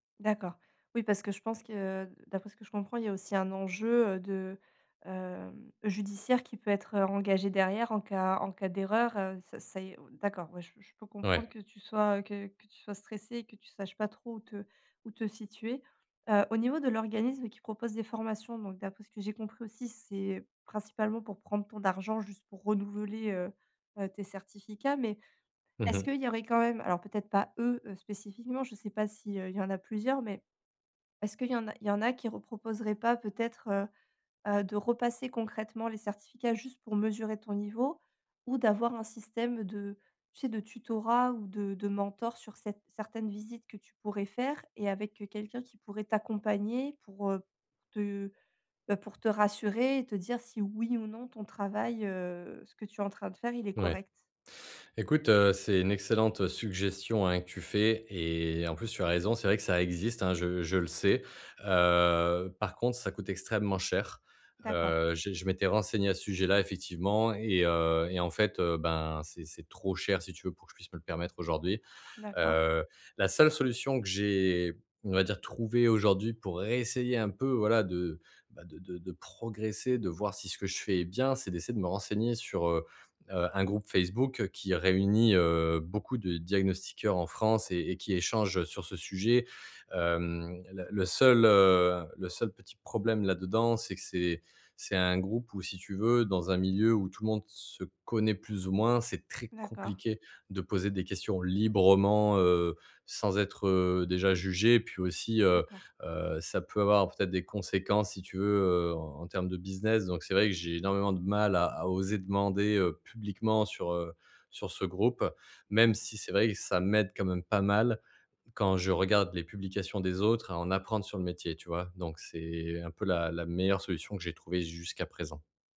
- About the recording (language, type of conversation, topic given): French, advice, Comment puis-je mesurer mes progrès sans me décourager ?
- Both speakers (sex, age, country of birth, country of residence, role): female, 35-39, France, France, advisor; male, 30-34, France, France, user
- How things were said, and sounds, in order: stressed: "réessayer"; stressed: "très"